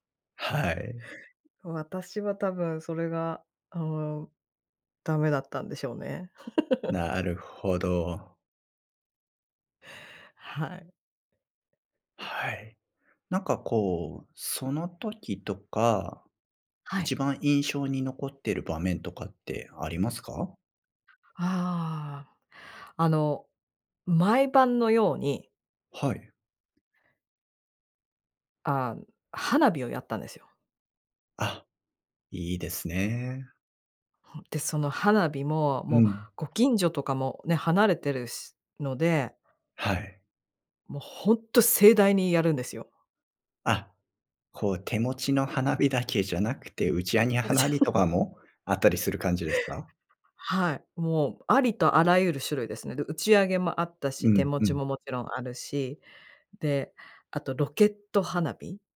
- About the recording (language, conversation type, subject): Japanese, podcast, 子どもの頃の一番の思い出は何ですか？
- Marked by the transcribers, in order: laugh; "あげ" said as "あに"; laughing while speaking: "うち"; laugh